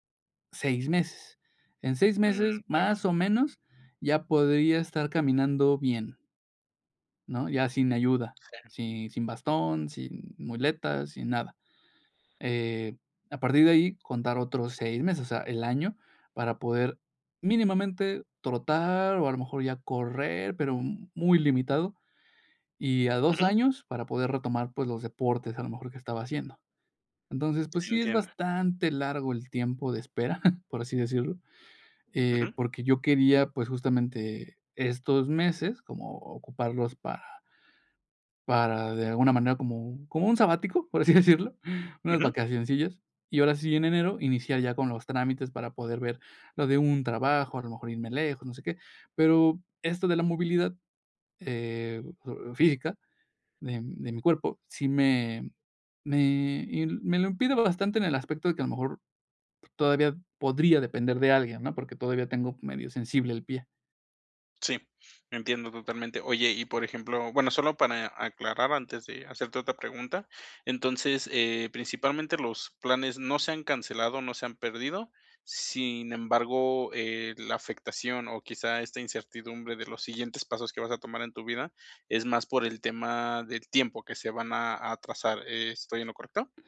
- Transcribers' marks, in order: chuckle; laughing while speaking: "así"
- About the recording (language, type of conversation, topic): Spanish, advice, ¿Cómo puedo aceptar que mis planes a futuro ya no serán como los imaginaba?